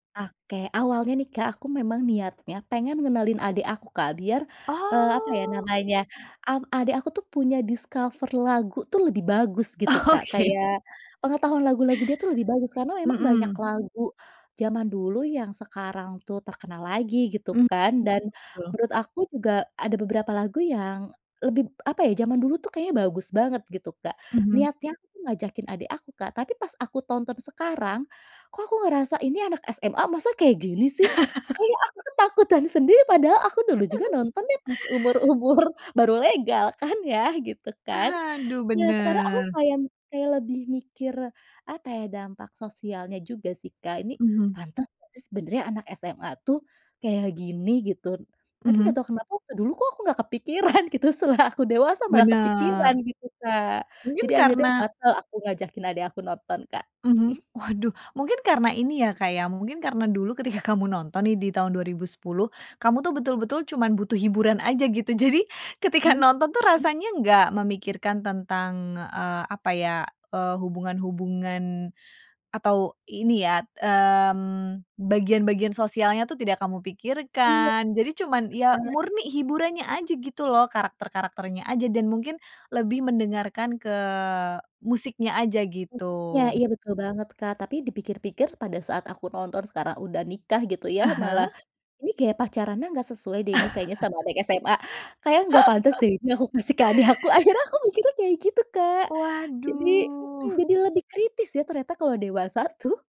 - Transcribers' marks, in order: in English: "discover"; laughing while speaking: "Oke"; laugh; chuckle; laughing while speaking: "umur-umur"; laughing while speaking: "kepikiran gitu"; snort; laughing while speaking: "ketika"; chuckle; laughing while speaking: "adik"
- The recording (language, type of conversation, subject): Indonesian, podcast, Bagaimana pengalaman kamu menemukan kembali serial televisi lama di layanan streaming?